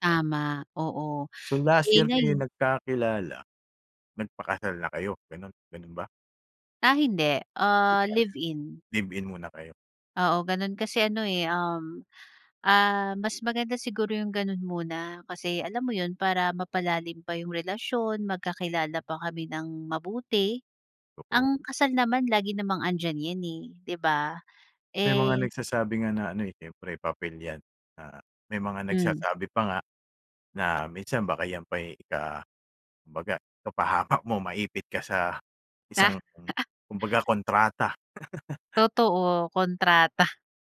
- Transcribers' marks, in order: laugh; other background noise; chuckle
- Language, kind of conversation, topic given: Filipino, podcast, Sino ang bigla mong nakilala na nagbago ng takbo ng buhay mo?